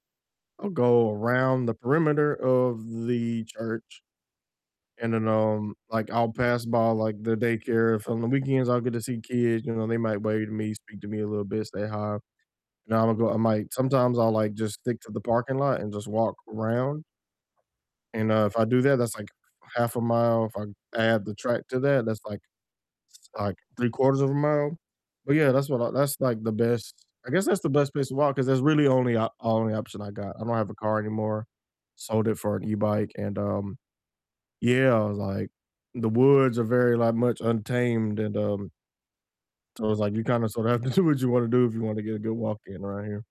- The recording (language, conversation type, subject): English, unstructured, Which nearby trail or neighborhood walk do you love recommending, and why should we try it together?
- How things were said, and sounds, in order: static; other background noise; laughing while speaking: "have to do"